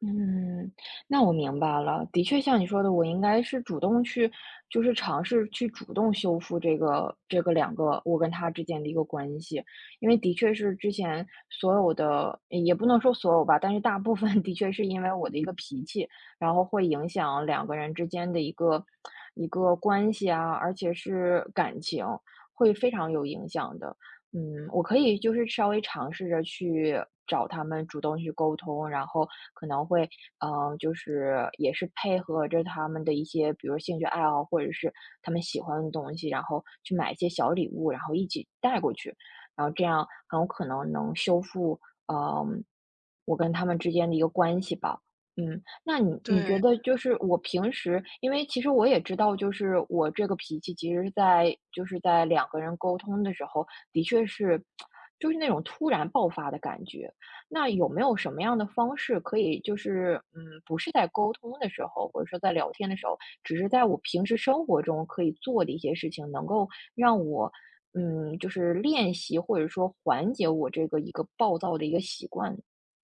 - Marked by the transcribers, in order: laughing while speaking: "分"; tsk; other background noise; tsk
- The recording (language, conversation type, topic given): Chinese, advice, 我经常用生气来解决问题，事后总是后悔，该怎么办？